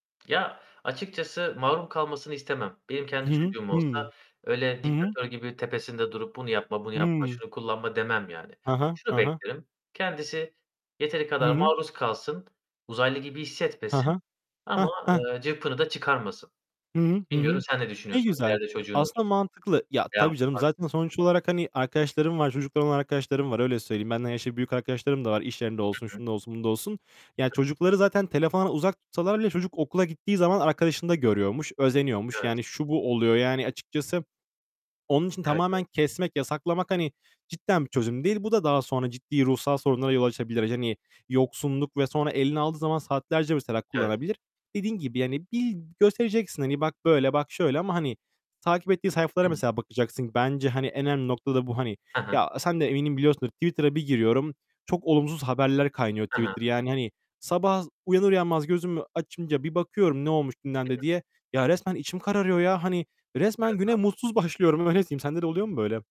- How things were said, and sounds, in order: tapping; distorted speech; laughing while speaking: "başlıyorum"
- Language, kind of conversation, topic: Turkish, unstructured, Sosyal medyanın ruh sağlığımız üzerindeki etkisi sizce nasıl?